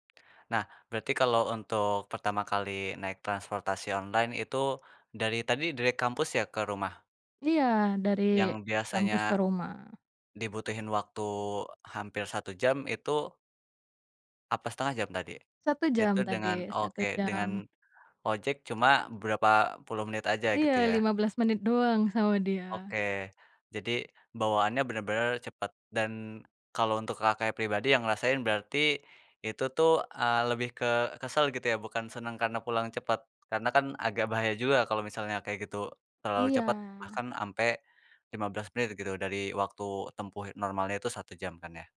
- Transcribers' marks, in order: none
- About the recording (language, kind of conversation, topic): Indonesian, podcast, Bagaimana pengalaman kamu menggunakan transportasi daring?